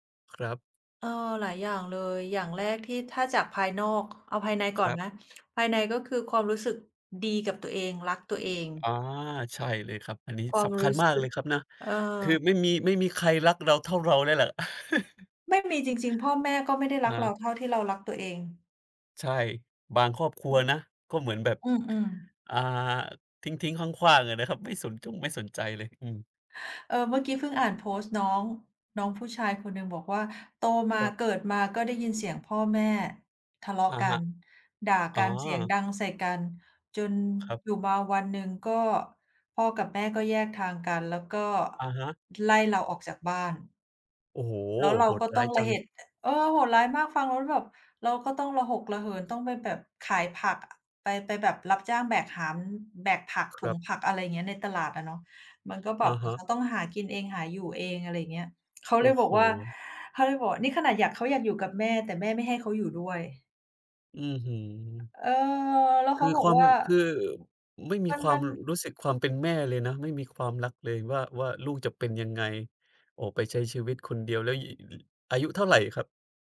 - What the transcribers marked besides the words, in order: laugh; other noise; tapping
- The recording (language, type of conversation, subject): Thai, unstructured, อะไรคือสิ่งที่ทำให้คุณรู้สึกมั่นใจในตัวเอง?